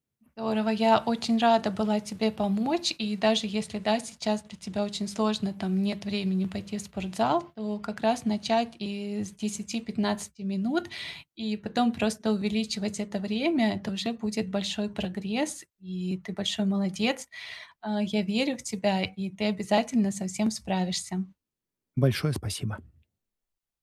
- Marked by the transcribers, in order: tapping
- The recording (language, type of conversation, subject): Russian, advice, Почему мне так трудно расслабиться и спокойно отдохнуть дома?